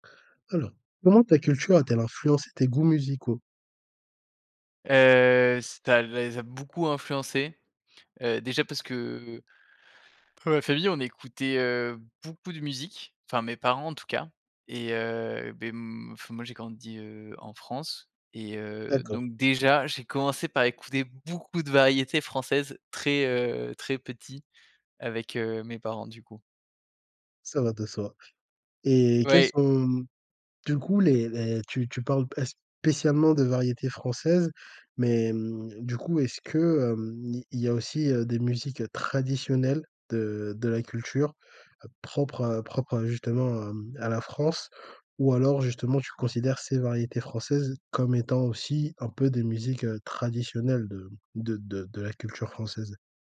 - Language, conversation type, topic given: French, podcast, Comment ta culture a-t-elle influencé tes goûts musicaux ?
- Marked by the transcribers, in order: drawn out: "Heu"; "ça" said as "sta"; stressed: "beaucoup"; stressed: "spécialement"; stressed: "traditionnelles"